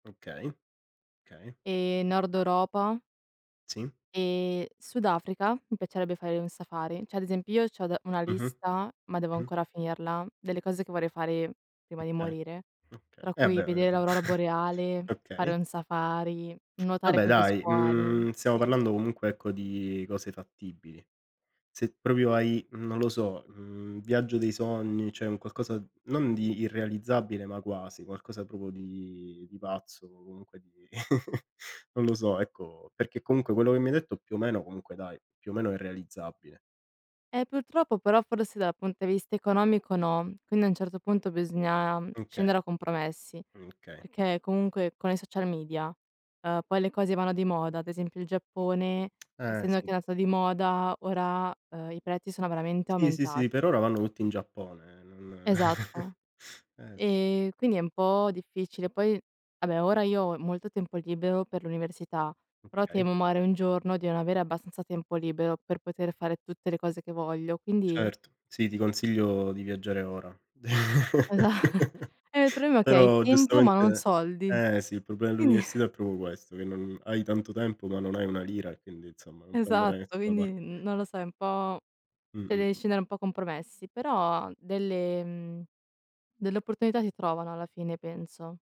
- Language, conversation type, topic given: Italian, unstructured, Qual è il viaggio dei tuoi sogni e perché?
- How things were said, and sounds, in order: "okay" said as "kay"; "piacerebbe" said as "pacerebbe"; "Cioè" said as "ceh"; other background noise; "Okay" said as "oka"; chuckle; "stiamo" said as "siamo"; tapping; "cioè" said as "ceh"; chuckle; "Okay" said as "mkay"; "Okay" said as "mka"; "perché" said as "pecché"; in English: "media"; chuckle; "vabbè" said as "abbè"; "libero" said as "libeo"; "magari" said as "maari"; "libero" said as "libeo"; laugh; laughing while speaking: "Esa"; "insomma" said as "nzomma"; "cioè" said as "ceh"